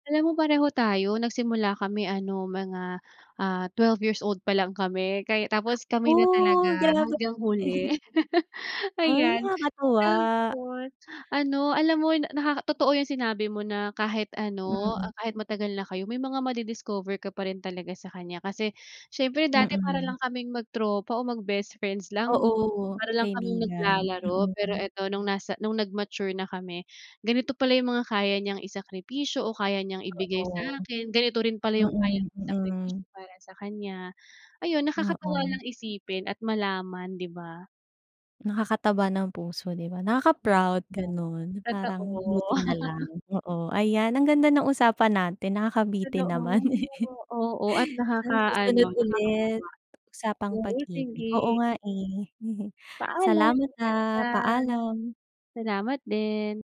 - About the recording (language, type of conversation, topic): Filipino, unstructured, Ano ang pinakamalaking sakripisyong nagawa mo para sa pag-ibig?
- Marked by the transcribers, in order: tapping; laugh; laugh; chuckle